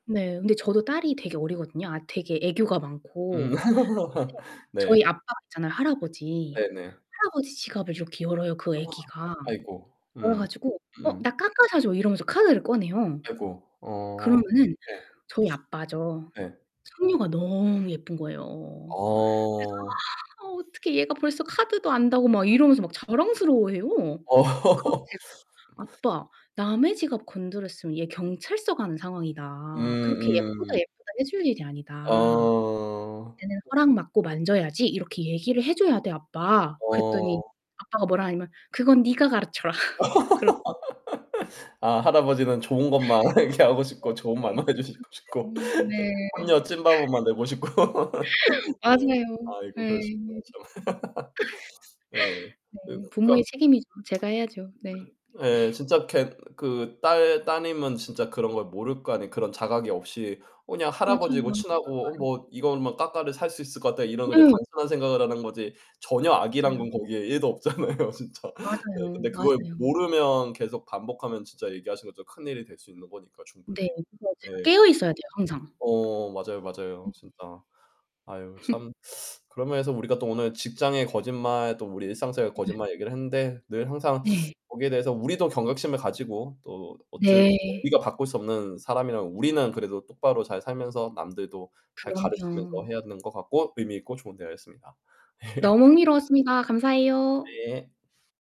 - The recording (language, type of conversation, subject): Korean, unstructured, 직장에서 거짓말하는 사람을 보면 어떤 기분이 드나요?
- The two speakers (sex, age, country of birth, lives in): female, 30-34, United States, United States; male, 35-39, South Korea, United States
- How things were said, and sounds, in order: laugh; unintelligible speech; distorted speech; other background noise; unintelligible speech; laugh; laugh; laughing while speaking: "얘기하고 싶고 좋은 말만 해 주시고 싶고"; laugh; tsk; laugh; tapping; sniff; laughing while speaking: "없잖아요 진짜"; teeth sucking; laugh; teeth sucking; laughing while speaking: "예"